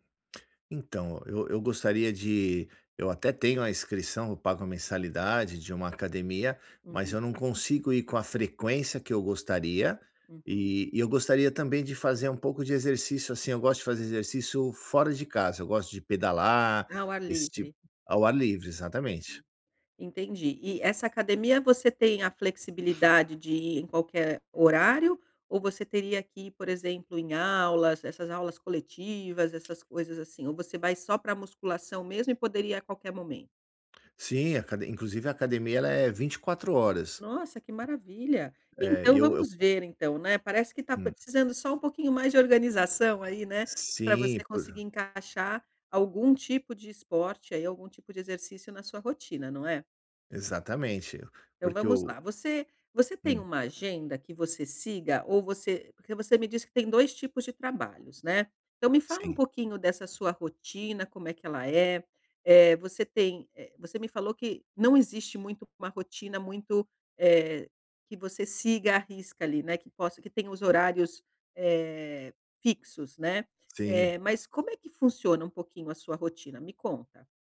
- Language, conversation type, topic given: Portuguese, advice, Como posso começar e manter uma rotina de exercícios sem ansiedade?
- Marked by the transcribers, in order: other background noise; tapping